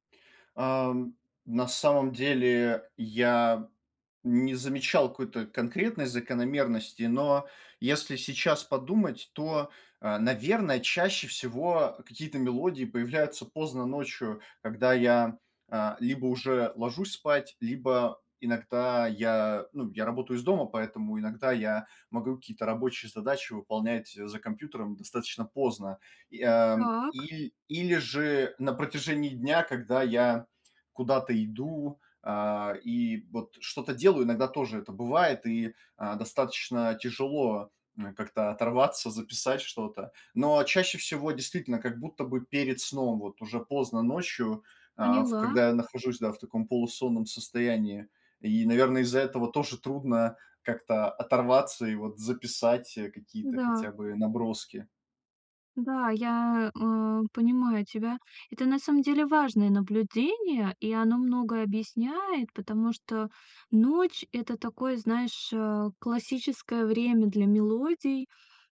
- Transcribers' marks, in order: none
- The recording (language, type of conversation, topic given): Russian, advice, Как мне выработать привычку ежедневно записывать идеи?